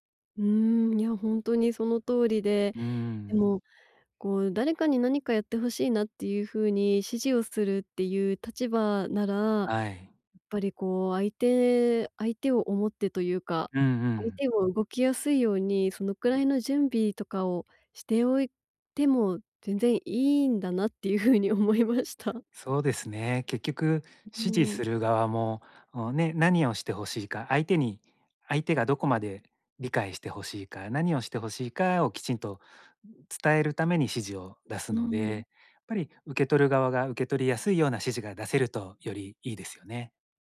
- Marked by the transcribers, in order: laughing while speaking: "風に思いました"
- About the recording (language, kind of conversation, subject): Japanese, advice, 短時間で会議や発表の要点を明確に伝えるには、どうすればよいですか？